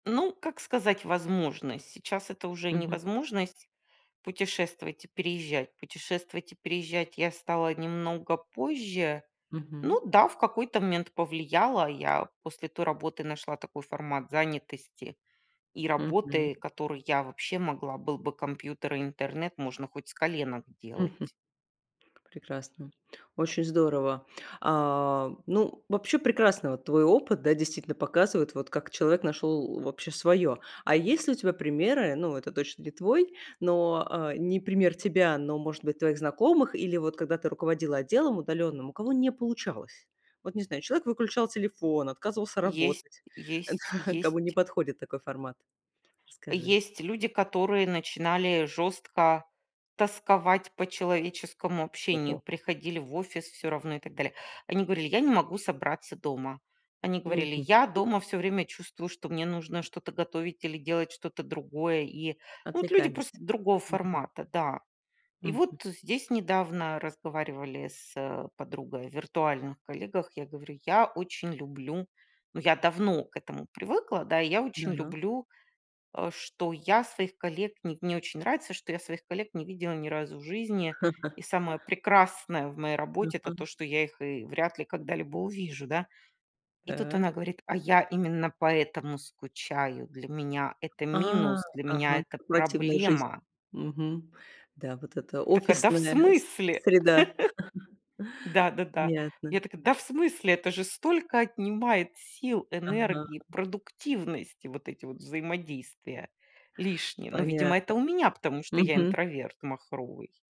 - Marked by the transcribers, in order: tapping; chuckle; chuckle; chuckle; other background noise
- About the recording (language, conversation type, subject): Russian, podcast, Как тебе работается из дома, если честно?